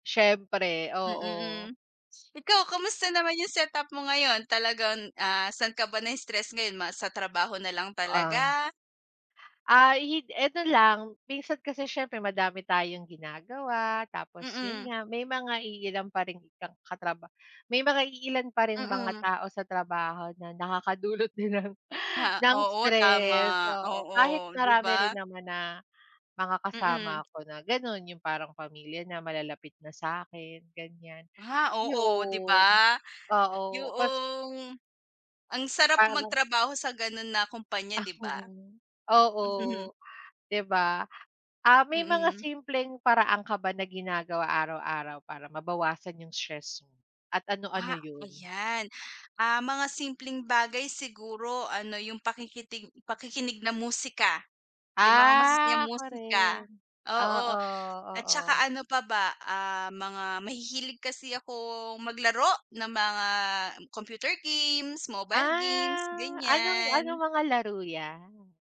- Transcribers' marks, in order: bird; "Talagang" said as "talagon"; chuckle; tapping; other background noise
- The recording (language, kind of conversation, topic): Filipino, unstructured, Paano mo hinaharap ang stress sa trabaho?